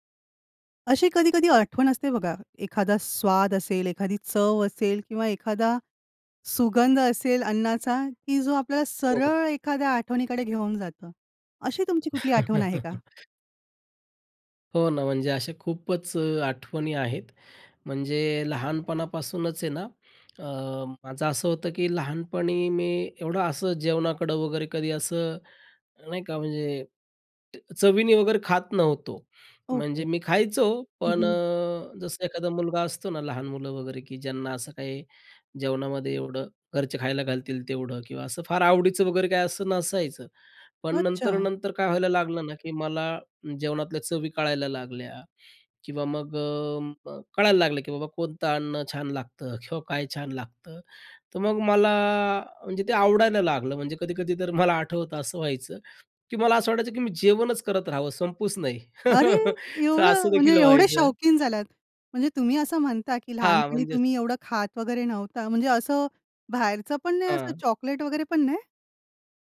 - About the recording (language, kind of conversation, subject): Marathi, podcast, कुठल्या अन्नांमध्ये आठवणी जागवण्याची ताकद असते?
- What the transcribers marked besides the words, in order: other background noise; chuckle; chuckle